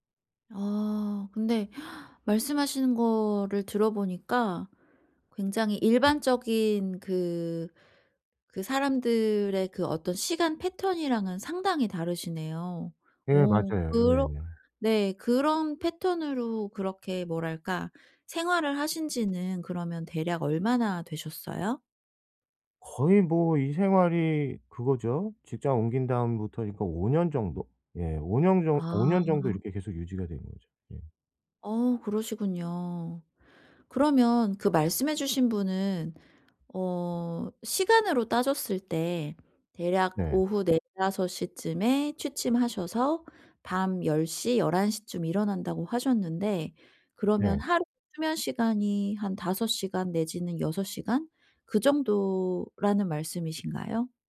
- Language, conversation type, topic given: Korean, advice, 어떻게 하면 집에서 편하게 쉬는 습관을 꾸준히 만들 수 있을까요?
- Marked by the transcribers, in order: other background noise